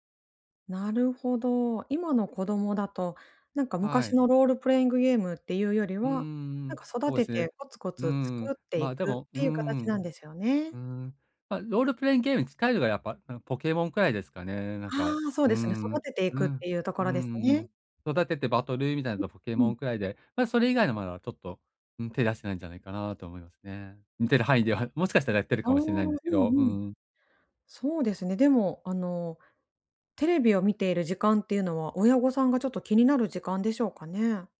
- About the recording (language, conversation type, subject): Japanese, advice, 予算内で満足できる買い物をするにはどうすればいいですか？
- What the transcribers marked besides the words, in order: none